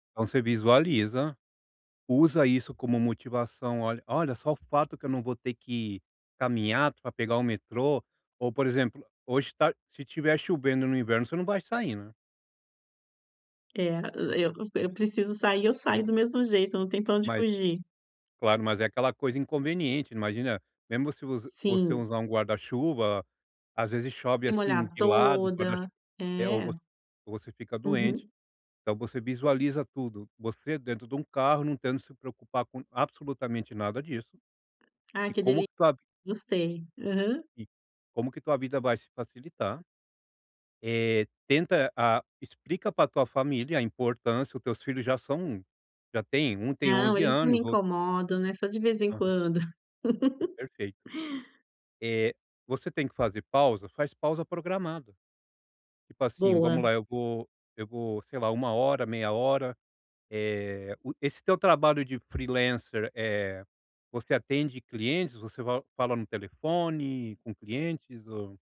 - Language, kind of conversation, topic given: Portuguese, advice, Como posso manter o autocontrole quando algo me distrai?
- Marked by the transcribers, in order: other noise; laugh; in English: "freelancer"